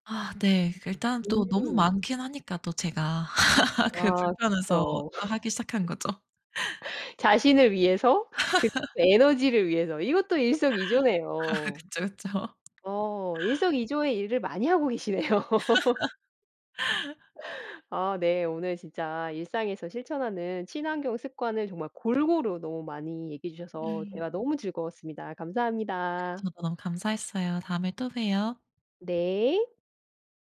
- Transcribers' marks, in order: laugh; laugh; laugh; laughing while speaking: "아 그쵸, 그쵸"; tapping; laugh
- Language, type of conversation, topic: Korean, podcast, 일상에서 실천하는 친환경 습관이 무엇인가요?